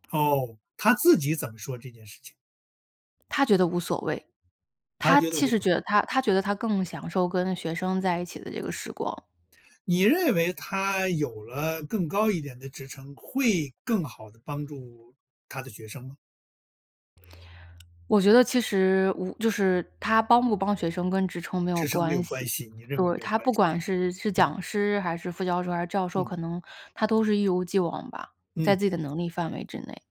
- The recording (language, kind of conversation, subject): Chinese, podcast, 你受益最深的一次导师指导经历是什么？
- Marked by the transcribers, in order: other background noise